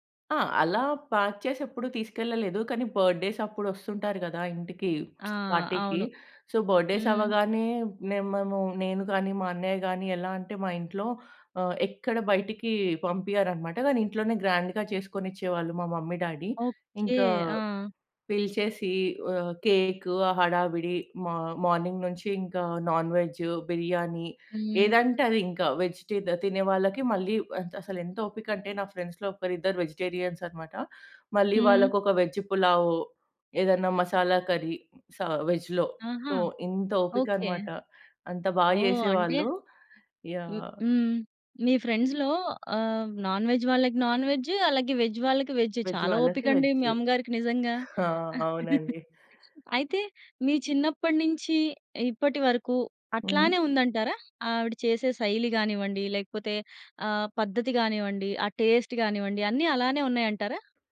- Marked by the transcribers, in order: in English: "ప్యాక్"; in English: "బర్త్‌డేస్"; lip smack; in English: "పార్టీకి. సో, బర్త్‌డేస్"; in English: "గ్రాండ్‌గా"; in English: "మమ్మీ, డ్యాడీ"; in English: "కేక్"; in English: "మ మార్నింగ్"; in English: "నాన్ వెజ్"; in English: "వెజ్"; in English: "ఫ్రెండ్స్‌లో"; in English: "వెజిటేరియన్స్"; in English: "వెజ్ పులావ్"; in English: "కర్రీ"; in English: "వెజ్‌లో. సో"; in English: "ఫ్రెండ్స్‌లో"; in English: "నాన్ వెజ్"; in English: "నాన్ వెజ్"; in English: "వెజ్"; in English: "వెజ్"; in English: "వెజ్"; in English: "వెజ్"; chuckle; in English: "టేస్ట్"
- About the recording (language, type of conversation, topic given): Telugu, podcast, అమ్మ వంటల్లో మనసు నిండేలా చేసే వంటకాలు ఏవి?